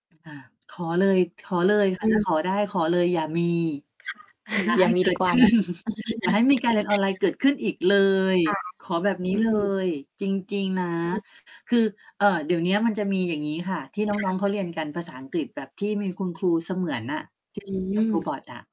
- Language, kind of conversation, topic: Thai, unstructured, การเรียนออนไลน์มีข้อดีและข้อเสียอย่างไร?
- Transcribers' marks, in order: mechanical hum; distorted speech; laughing while speaking: "เกิดขึ้น"; chuckle; chuckle